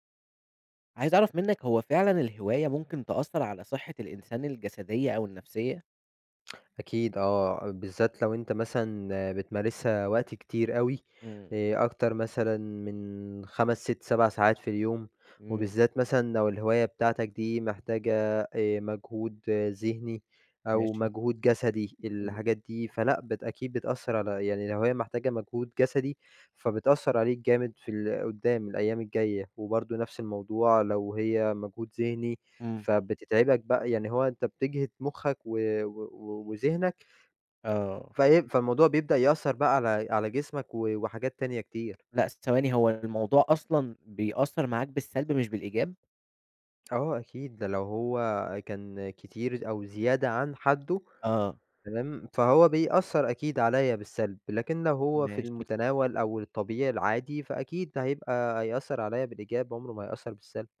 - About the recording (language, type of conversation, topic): Arabic, podcast, هل الهواية بتأثر على صحتك الجسدية أو النفسية؟
- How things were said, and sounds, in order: tapping; other background noise